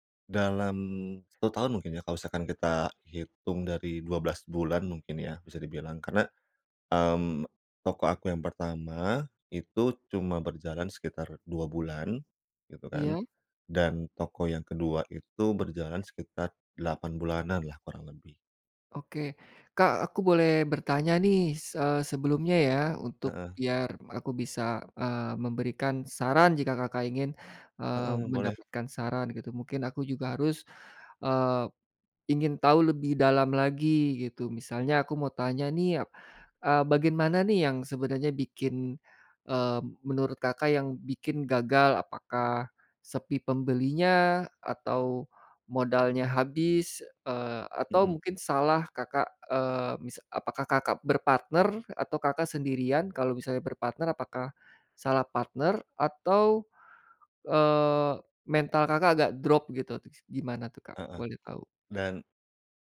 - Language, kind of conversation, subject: Indonesian, advice, Bagaimana cara bangkit dari kegagalan sementara tanpa menyerah agar kebiasaan baik tetap berjalan?
- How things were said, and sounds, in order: none